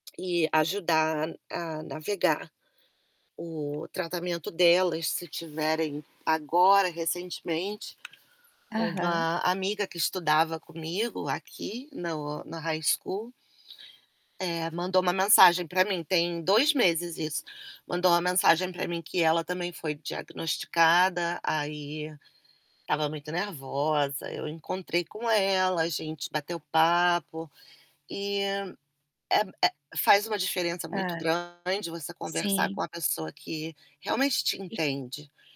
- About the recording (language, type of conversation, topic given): Portuguese, podcast, Como as redes de apoio ajudam a enfrentar crises?
- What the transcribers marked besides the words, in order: static; tapping; in English: "High School"; distorted speech